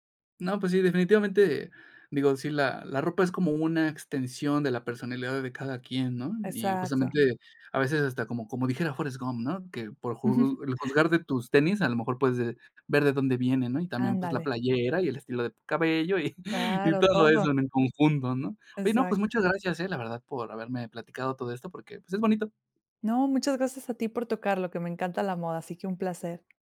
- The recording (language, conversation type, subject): Spanish, podcast, ¿Qué significa para ti expresarte a través de la ropa?
- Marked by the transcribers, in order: chuckle; chuckle